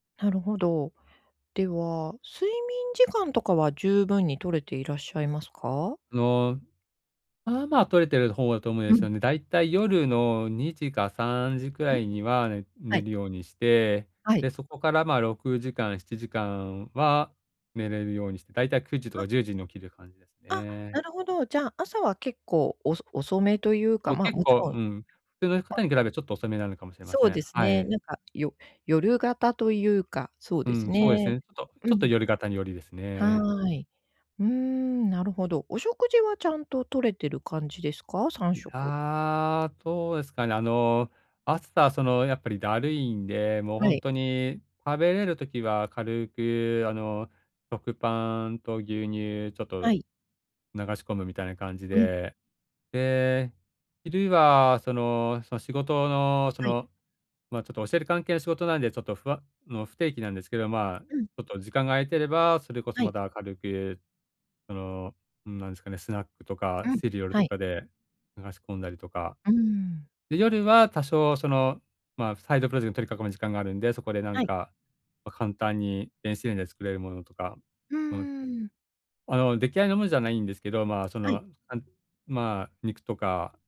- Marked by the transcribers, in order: unintelligible speech
- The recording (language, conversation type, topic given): Japanese, advice, 体力がなくて日常生活がつらいと感じるのはなぜですか？